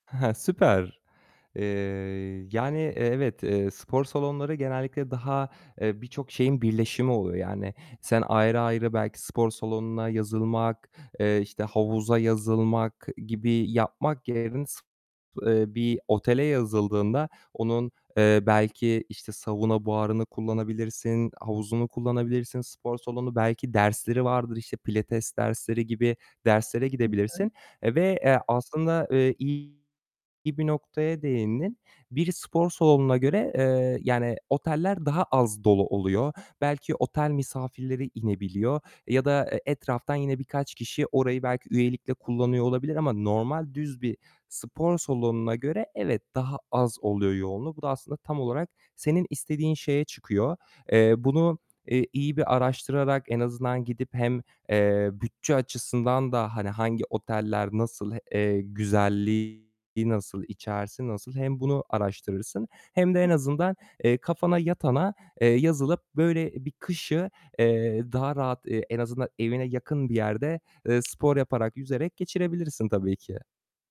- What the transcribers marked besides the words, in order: chuckle; other background noise; distorted speech; unintelligible speech; tapping
- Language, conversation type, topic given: Turkish, advice, Zamanım kısıtlıyken egzersiz için nasıl gerçekçi bir plan yapabilirim?